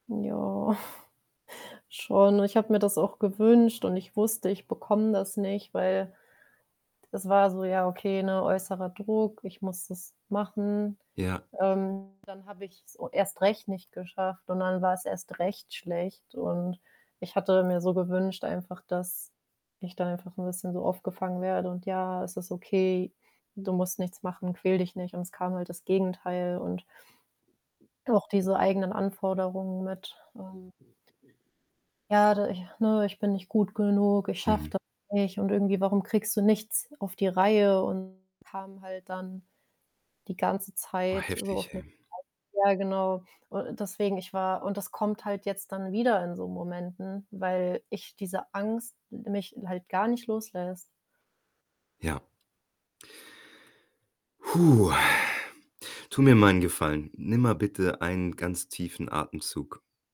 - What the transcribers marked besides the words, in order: static; chuckle; other background noise; distorted speech; unintelligible speech; exhale
- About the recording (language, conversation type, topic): German, advice, Wie hast du Versagensangst nach einer großen beruflichen Niederlage erlebt?